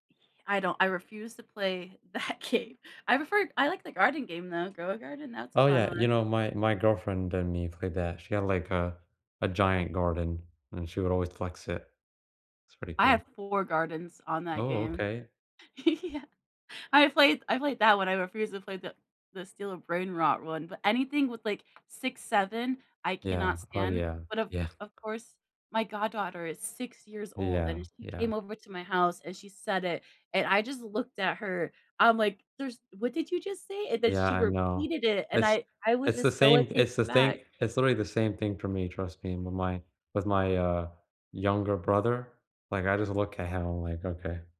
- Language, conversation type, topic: English, unstructured, Which video games do you most enjoy watching friends or streamers play, and what makes it fun to watch together?
- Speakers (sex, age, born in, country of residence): female, 30-34, United States, United States; male, 20-24, United States, United States
- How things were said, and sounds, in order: laughing while speaking: "that game"; tapping; laughing while speaking: "Yeah"; laughing while speaking: "Yeah"